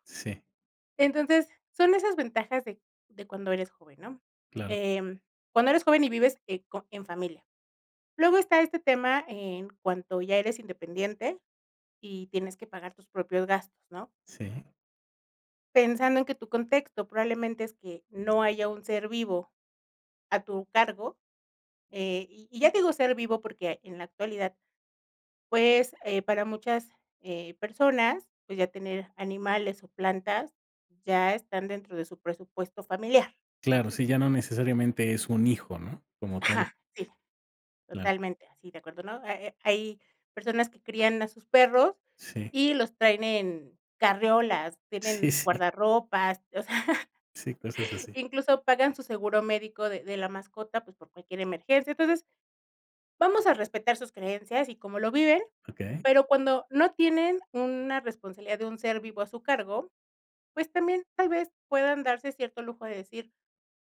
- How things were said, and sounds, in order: laughing while speaking: "o sea"
- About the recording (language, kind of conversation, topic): Spanish, podcast, ¿Qué te ayuda a decidir dejar un trabajo estable?